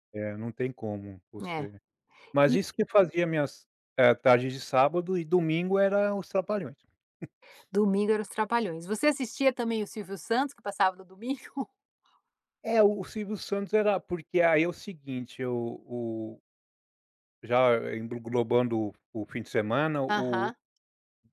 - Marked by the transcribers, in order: unintelligible speech; "englobando" said as "engloglobando"
- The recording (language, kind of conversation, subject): Portuguese, podcast, O que tornava suas tardes de sábado especiais?